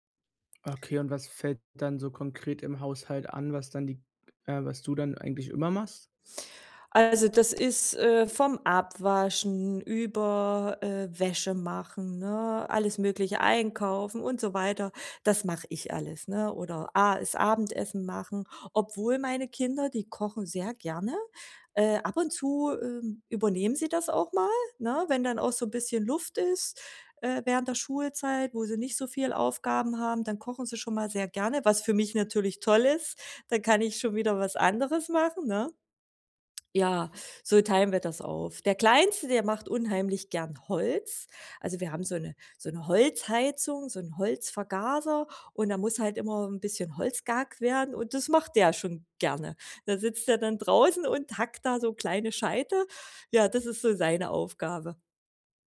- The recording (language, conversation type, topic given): German, podcast, Wie teilt ihr zu Hause die Aufgaben und Rollen auf?
- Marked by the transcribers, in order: other background noise; joyful: "Da sitzt der dann draußen und hackt da so kleine Scheite"